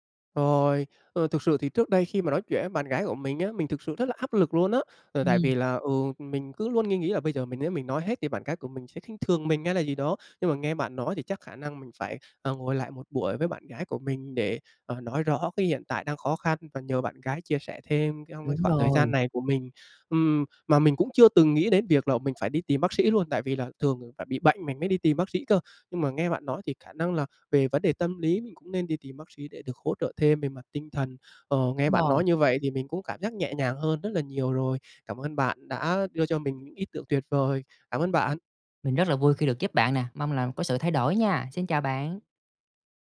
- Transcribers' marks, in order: other background noise; tapping
- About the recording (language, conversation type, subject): Vietnamese, advice, Vì sao tôi thường thức dậy vẫn mệt mỏi dù đã ngủ đủ giấc?